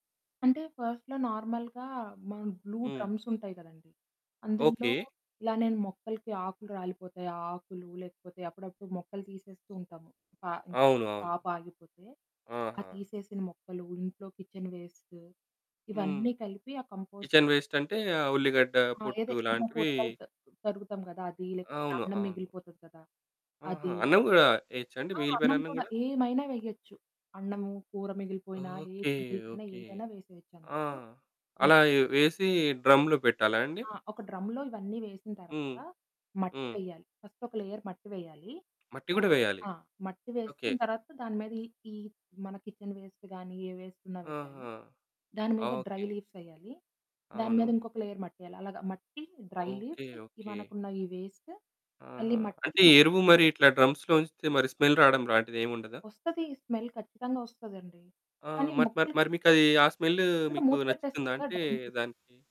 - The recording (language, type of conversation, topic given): Telugu, podcast, టెర్రస్ గార్డెనింగ్ ప్రారంభించాలనుకుంటే మొదట చేయాల్సిన అడుగు ఏమిటి?
- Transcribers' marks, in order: in English: "ఫస్ట్‌లో నార్మల్‌గా"; in English: "బ్లూ డ్రమ్స్"; static; other background noise; in English: "క్రాప్"; in English: "కిచెన్"; in English: "కిచెన్"; in English: "కంపోస్ట్"; in English: "డ్రమ్‌లో"; in English: "డ్రమ్‌లో"; in English: "ఫస్ట్"; in English: "లేయర్"; in English: "కిచెన్ వేస్ట్"; in English: "డ్రై లీవ్స్"; in English: "లేయర్"; in English: "డ్రై లీవ్స్"; in English: "వేస్ట్"; in English: "డ్రమ్స్‌లో"; in English: "స్మెల్"; in English: "స్మెల్"; in English: "డ్రమ్‌కి"